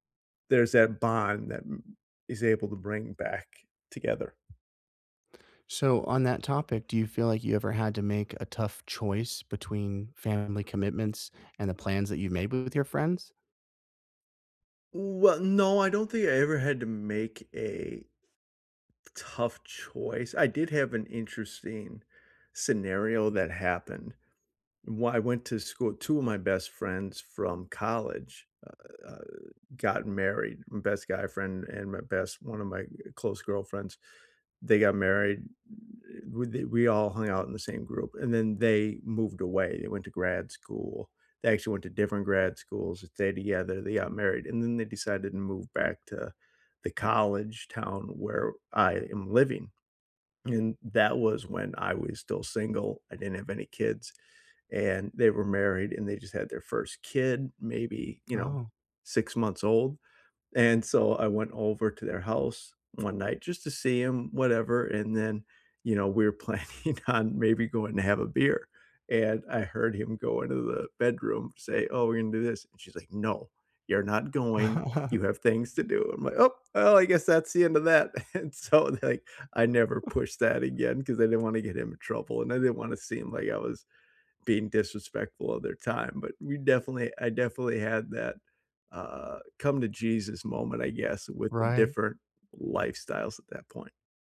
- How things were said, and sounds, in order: tapping; laughing while speaking: "planning on"; chuckle; laughing while speaking: "And so they're like"; chuckle
- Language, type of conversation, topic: English, unstructured, How do I balance time between family and friends?
- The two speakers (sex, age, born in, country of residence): male, 30-34, United States, United States; male, 40-44, United States, United States